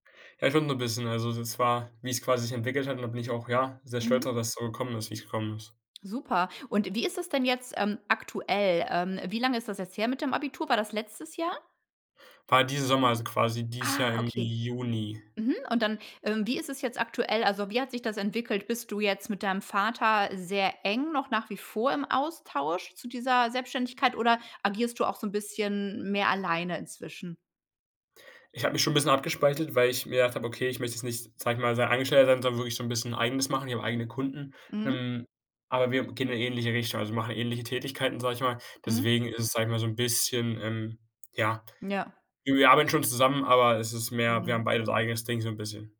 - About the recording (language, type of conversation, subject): German, podcast, Wie entscheidest du, welche Chancen du wirklich nutzt?
- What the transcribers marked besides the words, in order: none